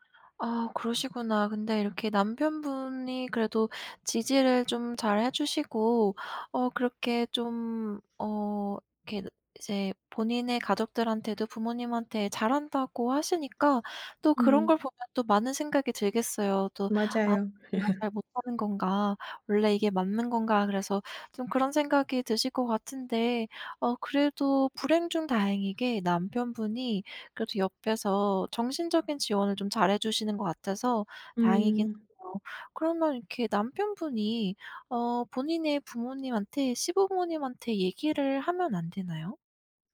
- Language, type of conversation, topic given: Korean, advice, 결혼이나 재혼으로 생긴 새 가족과의 갈등을 어떻게 해결하면 좋을까요?
- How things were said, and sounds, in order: laugh